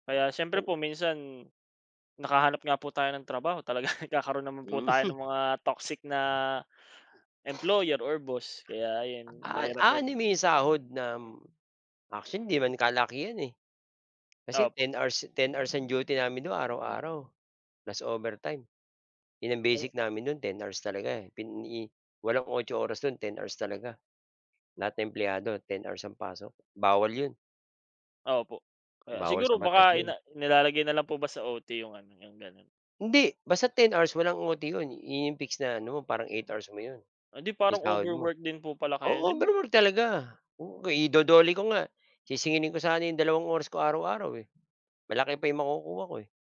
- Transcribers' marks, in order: unintelligible speech; chuckle; snort; other background noise; tapping
- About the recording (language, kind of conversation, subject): Filipino, unstructured, Bakit sa tingin mo ay mahirap makahanap ng magandang trabaho ngayon?